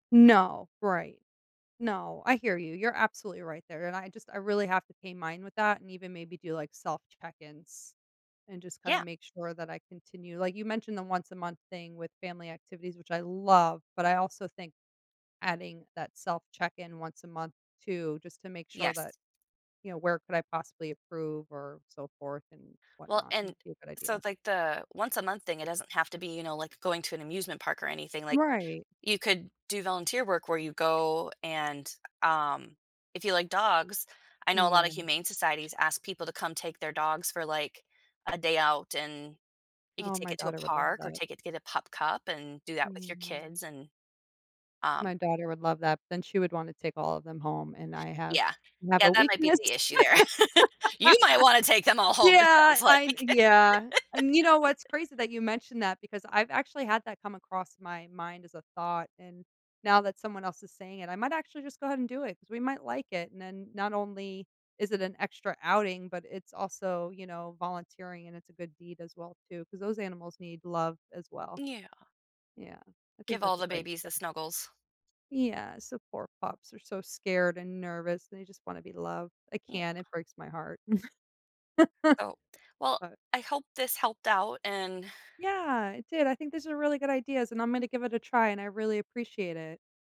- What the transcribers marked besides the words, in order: tapping; stressed: "love"; other background noise; laugh; laughing while speaking: "like!"; laugh; laugh
- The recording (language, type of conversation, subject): English, advice, How can I better balance my work responsibilities with family time?
- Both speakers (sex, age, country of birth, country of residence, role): female, 35-39, United States, United States, advisor; female, 40-44, United States, United States, user